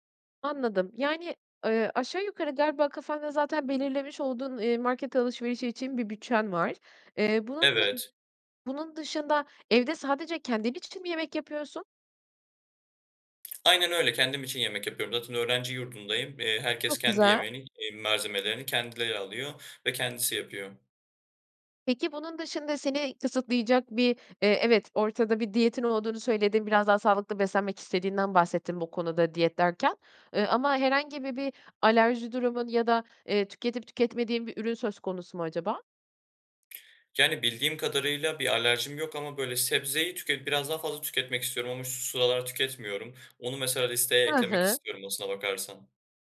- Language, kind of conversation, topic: Turkish, advice, Sınırlı bir bütçeyle sağlıklı ve hesaplı market alışverişini nasıl yapabilirim?
- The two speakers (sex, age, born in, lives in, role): female, 40-44, Turkey, Netherlands, advisor; male, 20-24, Turkey, Germany, user
- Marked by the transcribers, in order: other background noise